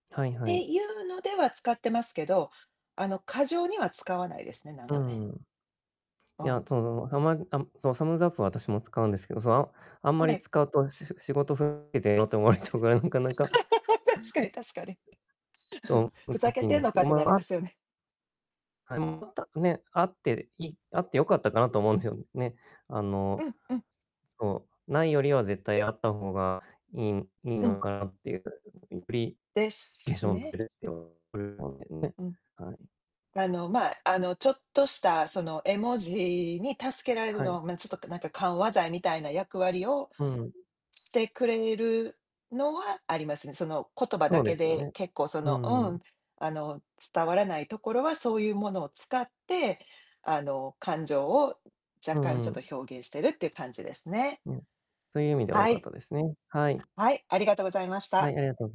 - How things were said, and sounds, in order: in English: "サムズアップ"; distorted speech; unintelligible speech; laugh; other background noise; unintelligible speech; tapping; unintelligible speech
- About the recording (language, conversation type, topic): Japanese, unstructured, SNSは人とのつながりにどのような影響を与えていますか？